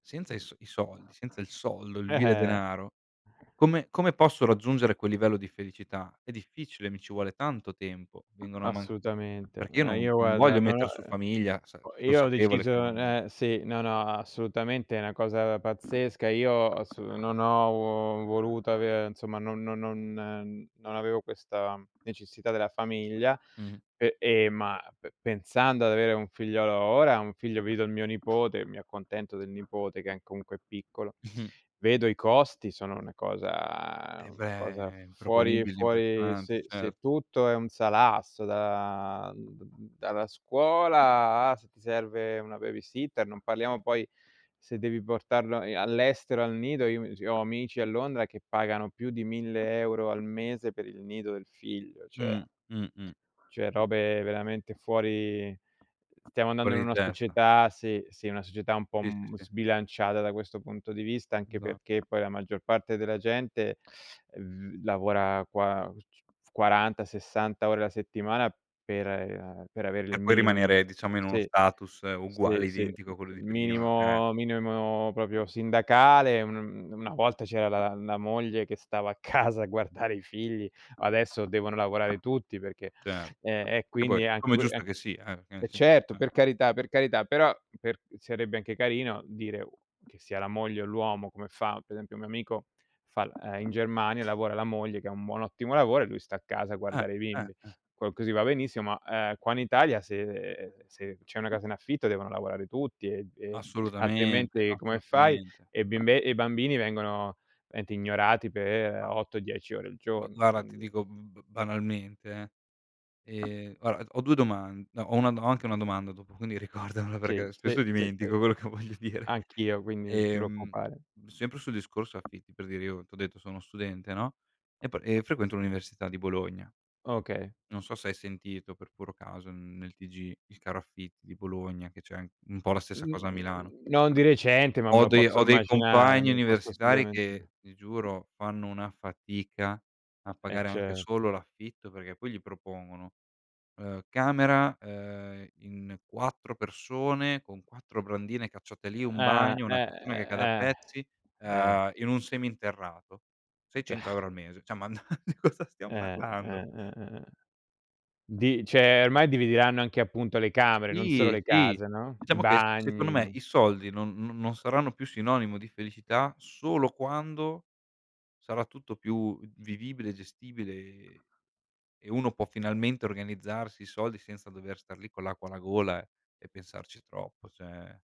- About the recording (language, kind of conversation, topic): Italian, unstructured, Pensi che il denaro possa comprare la felicità? Perché sì o perché no?
- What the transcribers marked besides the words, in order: other background noise; tapping; "vedo" said as "vido"; chuckle; drawn out: "da"; "cioè" said as "ceh"; unintelligible speech; unintelligible speech; "minimo" said as "minemo"; "proprio" said as "propio"; laughing while speaking: "casa"; "guarda" said as "guara"; laughing while speaking: "ricordamela"; laughing while speaking: "che voglio dire"; unintelligible speech; sigh; "Cioè" said as "ceh"; laughing while speaking: "n di cosa"; chuckle; "cioè" said as "ceh"; "cioè" said as "ceh"